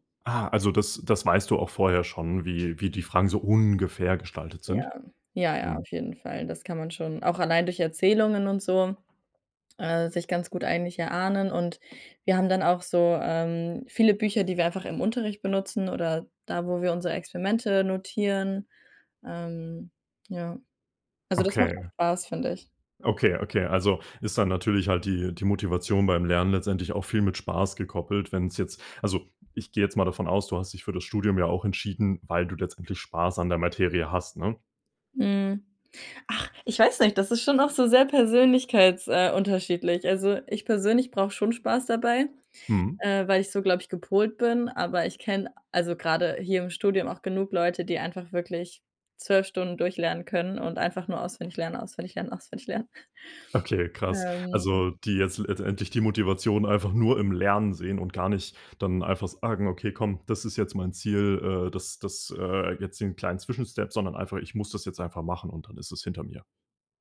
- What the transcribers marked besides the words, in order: stressed: "ungefähr"; chuckle; stressed: "muss"
- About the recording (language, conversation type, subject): German, podcast, Wie bleibst du langfristig beim Lernen motiviert?